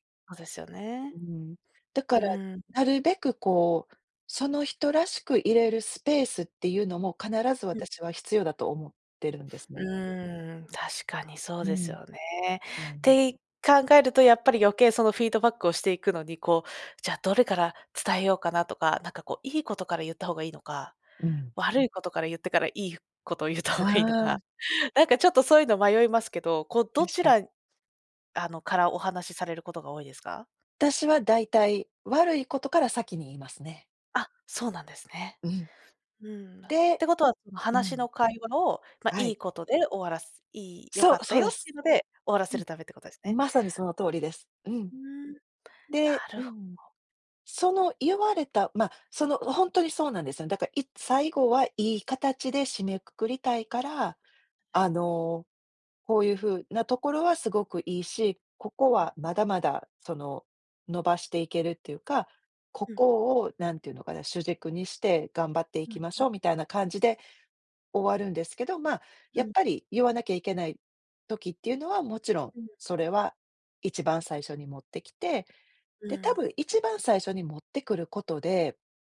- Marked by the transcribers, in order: laughing while speaking: "言った方が"; joyful: "そう"
- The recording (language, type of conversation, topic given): Japanese, podcast, フィードバックはどのように伝えるのがよいですか？
- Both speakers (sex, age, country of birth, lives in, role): female, 30-34, Japan, Poland, host; female, 50-54, Japan, United States, guest